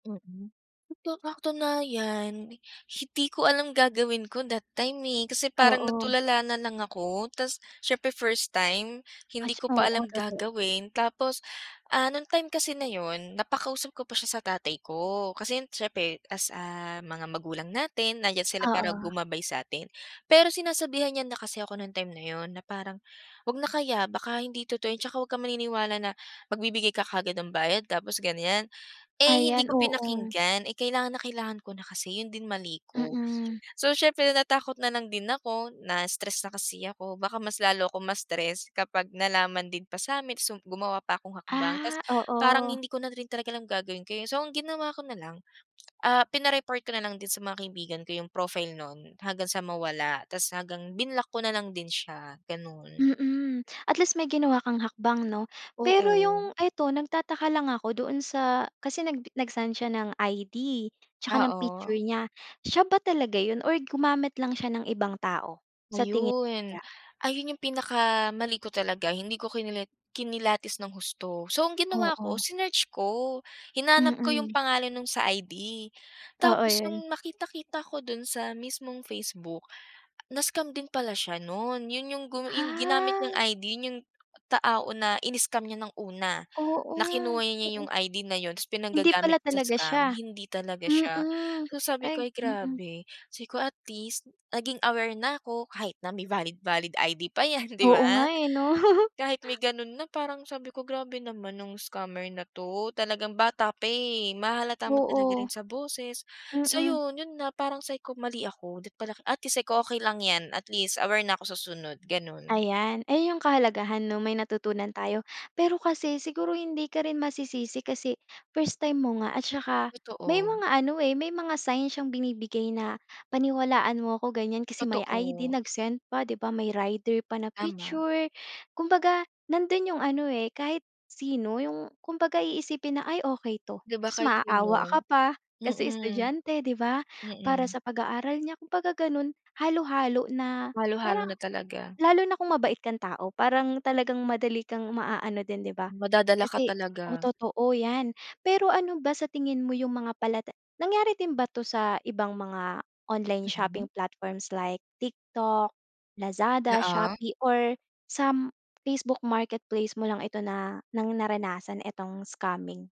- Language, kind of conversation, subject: Filipino, podcast, Paano ka makakaiwas sa mga panloloko sa internet at mga pagtatangkang nakawin ang iyong impormasyon?
- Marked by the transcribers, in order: tapping; other background noise; drawn out: "Ah"; laughing while speaking: "yan"; laugh; in English: "online shopping platforms like"